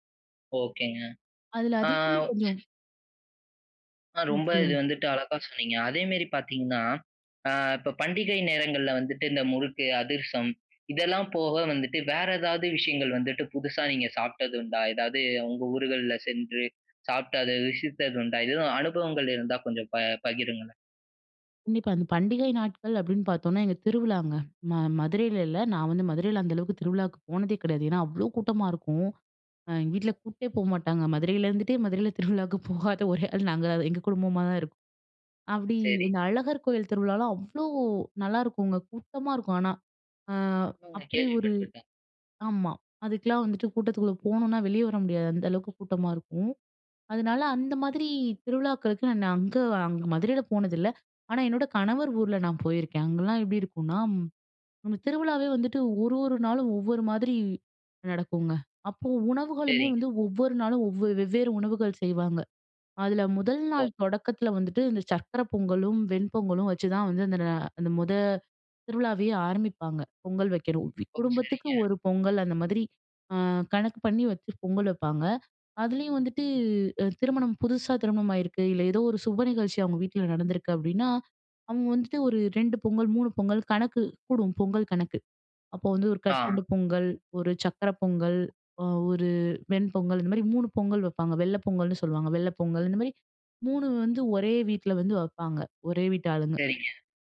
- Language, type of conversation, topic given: Tamil, podcast, உங்கள் ஊரில் உங்களால் மறக்க முடியாத உள்ளூர் உணவு அனுபவம் எது?
- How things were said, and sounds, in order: other noise; laughing while speaking: "மதுரையில திருவிழாக்கு போகாத ஒரே ஆள் நாங்கதான்"; unintelligible speech; inhale; other background noise